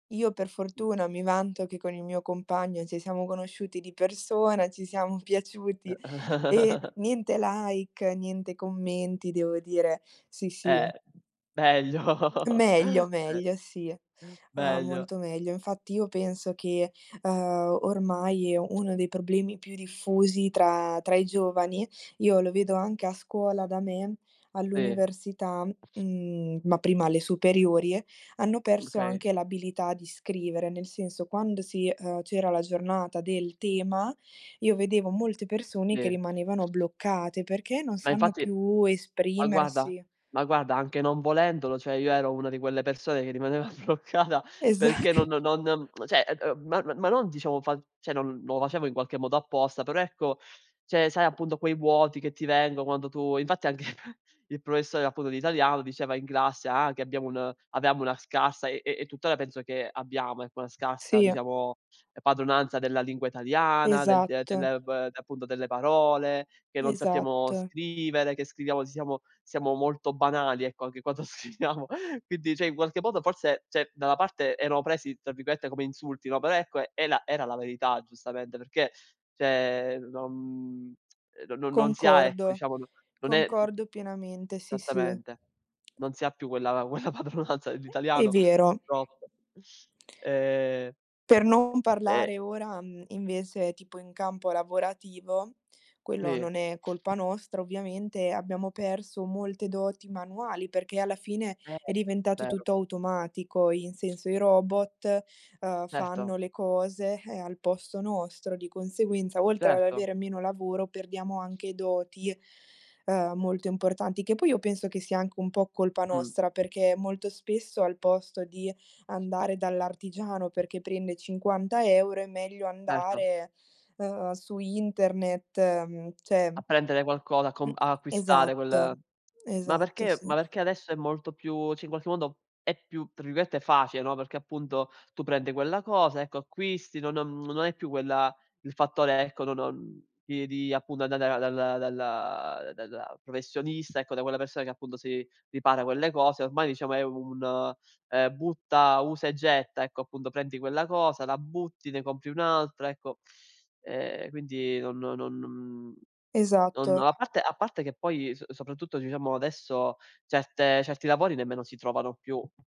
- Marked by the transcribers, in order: other background noise; chuckle; in English: "like"; laughing while speaking: "meglio"; tapping; "cioè" said as "ceh"; laughing while speaking: "rimaneva bloccata"; laughing while speaking: "Esa"; lip smack; "cioè" said as "ceh"; "cioè" said as "ceh"; "cioè" said as "ceh"; laughing while speaking: "anche"; laughing while speaking: "scriviamo"; "cioè" said as "ceh"; "cioè" said as "ceh"; "cioè" said as "ceh"; "Esattamente" said as "sattamente"; laughing while speaking: "quella padronanza dell'italiano"; other noise; unintelligible speech; "Certo" said as "erto"; "cioè" said as "ceh"
- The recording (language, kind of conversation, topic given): Italian, unstructured, Come pensi che la tecnologia abbia cambiato la comunicazione nel tempo?